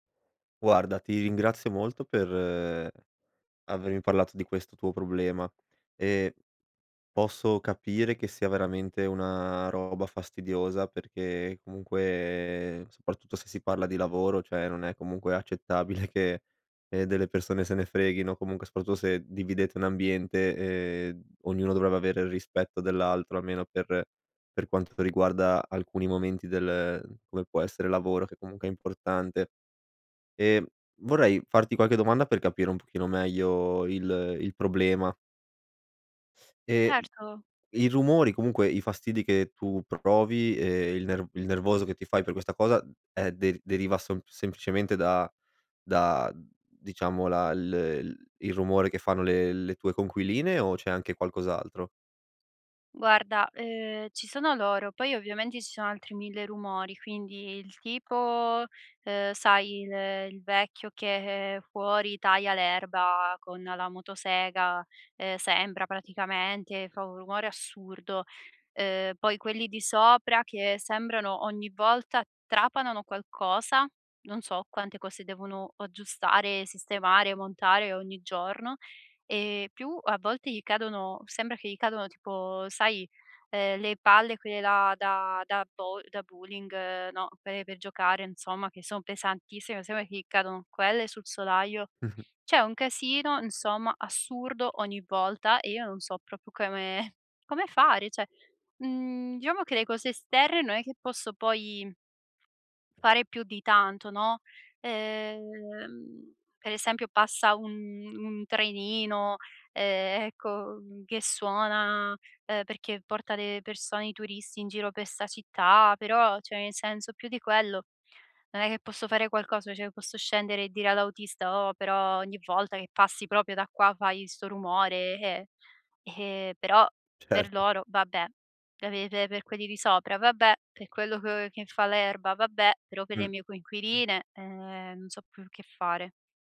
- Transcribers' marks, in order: "parlato" said as "pallato"; chuckle; "aggiustare" said as "oaggiustare"; "insomma" said as "inzomma"; "sembra" said as "sema"; "insomma" said as "inzomma"; "proprio" said as "propio"; "come-" said as "coeme"; chuckle; "cioé" said as "ceh"; "diciamo" said as "diamo"; "esterne" said as "esterre"; "per" said as "pe"; "cioè" said as "ceh"; "cioé" said as "ceh"; "proprio" said as "propio"; chuckle; laughing while speaking: "Certo"; "che" said as "chen"; throat clearing
- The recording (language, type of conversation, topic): Italian, advice, Come posso concentrarmi se in casa c’è troppo rumore?